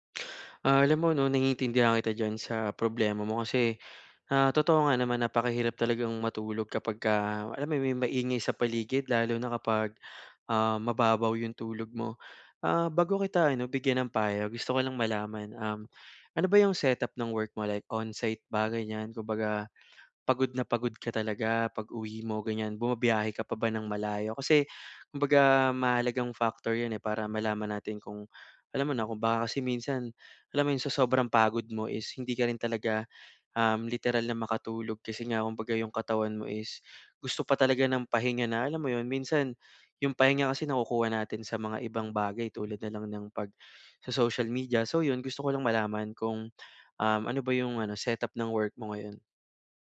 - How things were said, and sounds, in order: none
- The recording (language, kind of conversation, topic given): Filipino, advice, Paano ako makakapagpahinga at makarelaks kung madalas akong naaabala ng ingay o mga alalahanin?